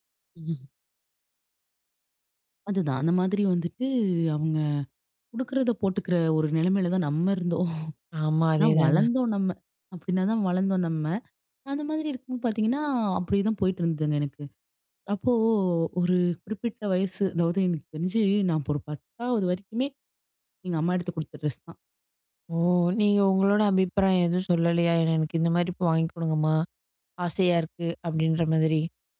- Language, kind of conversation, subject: Tamil, podcast, உங்கள் ஸ்டைல் காலப்போக்கில் எப்படி வளர்ந்தது என்று சொல்ல முடியுமா?
- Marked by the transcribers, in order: chuckle; static; laughing while speaking: "நிலைமையில தான் நம்ம இருந்தோம்"; tapping